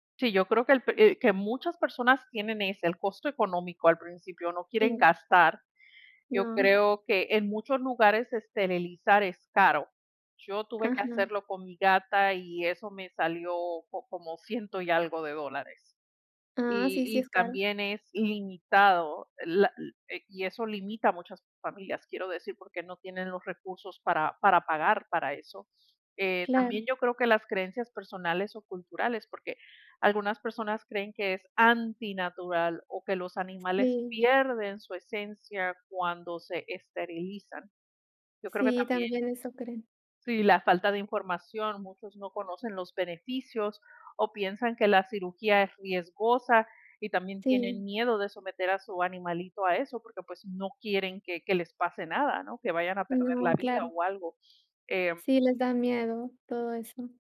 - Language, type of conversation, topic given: Spanish, unstructured, ¿Debería ser obligatorio esterilizar a los perros y gatos?
- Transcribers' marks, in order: tapping